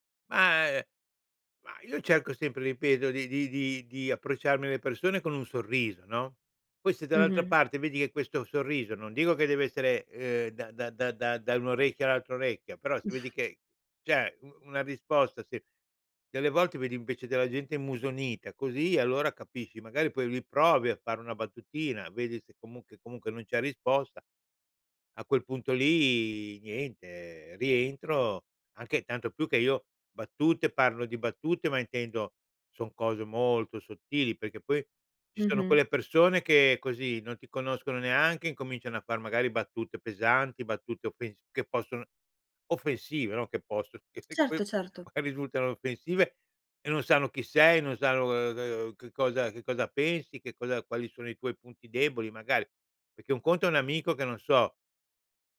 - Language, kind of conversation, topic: Italian, podcast, Che ruolo ha l’umorismo quando vuoi creare un legame con qualcuno?
- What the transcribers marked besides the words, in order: chuckle; "cioè" said as "ceh"; "immusonita" said as "musonita"; laughing while speaking: "p poi, magari"; other background noise